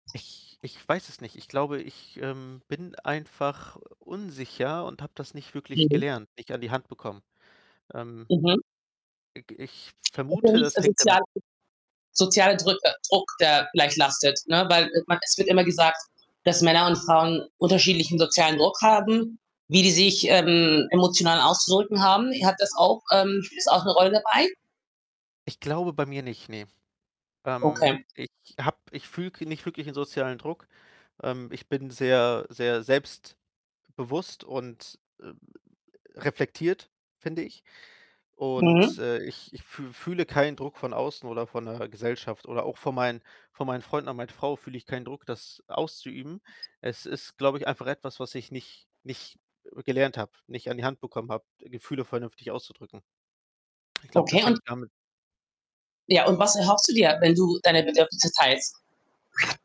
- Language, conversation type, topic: German, advice, Warum fühle ich mich unsicher, meine emotionalen Bedürfnisse offen anzusprechen?
- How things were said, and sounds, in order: other background noise; distorted speech; tapping